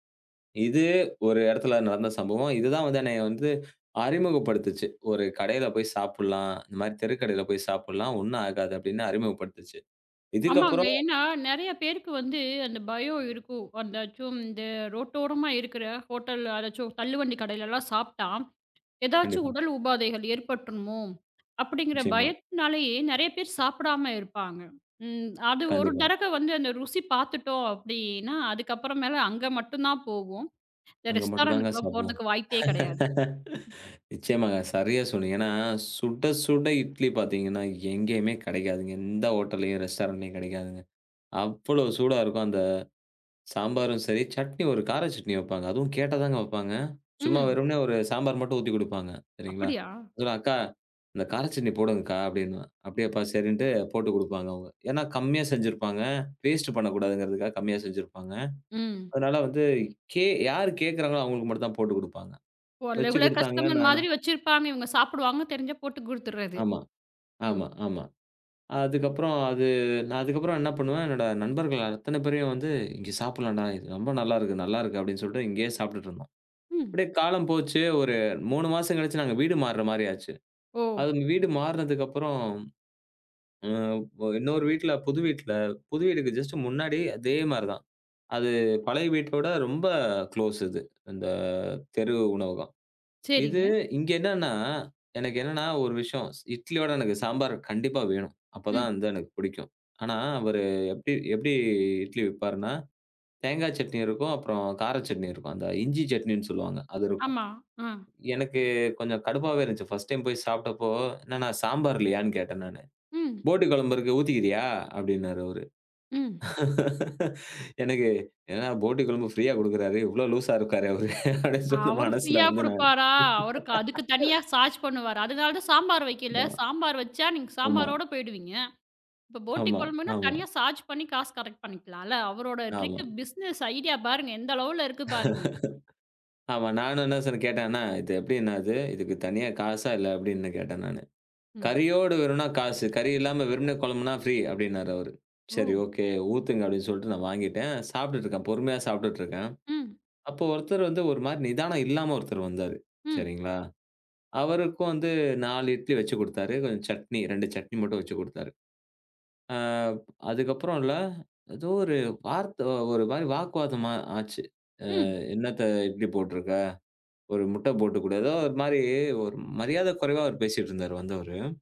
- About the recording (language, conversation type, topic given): Tamil, podcast, ஓர் தெரு உணவகத்தில் சாப்பிட்ட போது உங்களுக்கு நடந்த விசித்திரமான சம்பவத்தைச் சொல்ல முடியுமா?
- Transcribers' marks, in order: in English: "ரெஸ்டாரென்ட்"; laugh; in English: "ரெஸ்டாரென்ட்லயும்"; in English: "வேஸ்ட்டு"; in English: "ரெகுலர் கஸ்டமர்"; in English: "ஜ்ஸ்ட்டு"; in English: "ஃபர்ஸ்ட் டைம்"; laugh; laughing while speaking: "அவர் அப்படின்னு சொன்ன மனசுல வந்து நானு"; in English: "சார்ஜ்"; other noise; in English: "சார்ஜ்"; in English: "கலெக்ட்"; in English: "ட்ரிக் பிசினஸ் ஐடியா"; laugh